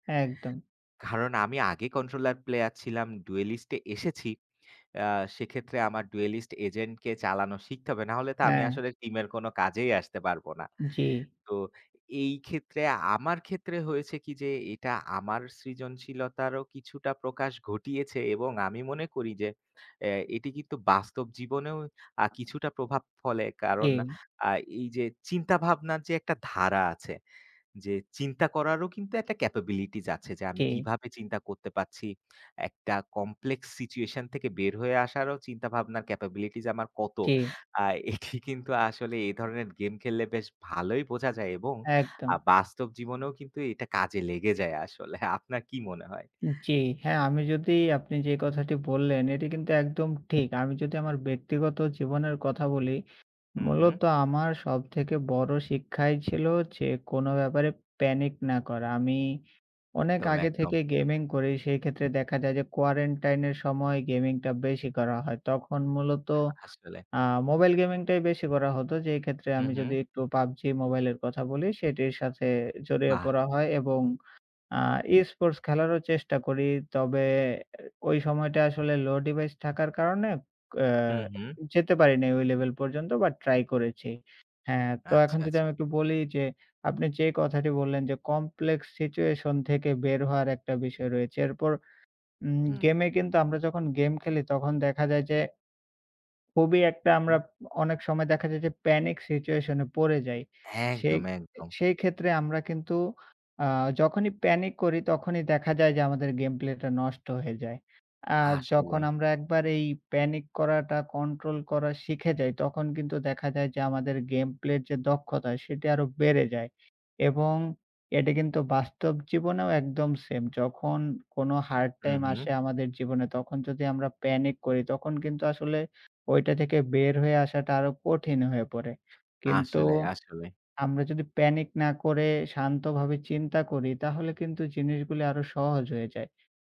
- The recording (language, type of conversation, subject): Bengali, unstructured, গেমিং কি আমাদের সৃজনশীলতাকে উজ্জীবিত করে?
- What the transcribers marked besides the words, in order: scoff; other background noise; tapping; in English: "ক্যাপাবিলিটিজ"; laughing while speaking: "এটি কিন্তু"; laughing while speaking: "আপনার কি মনে হয়?"; in English: "quarantine"; unintelligible speech